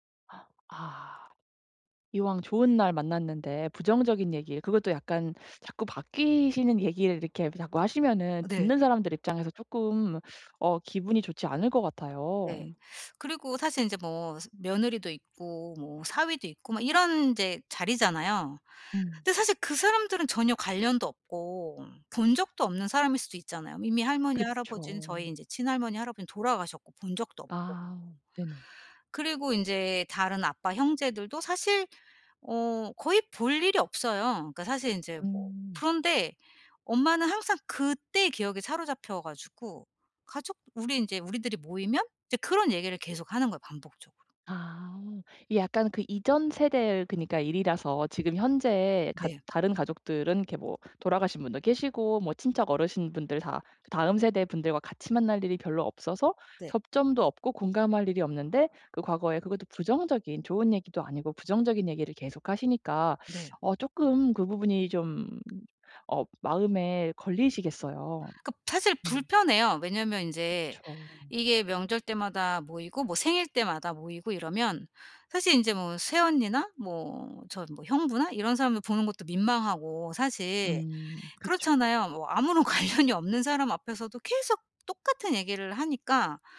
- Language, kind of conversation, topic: Korean, advice, 대화 방식을 바꿔 가족 간 갈등을 줄일 수 있을까요?
- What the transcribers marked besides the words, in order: gasp; tapping; teeth sucking; laughing while speaking: "관련이"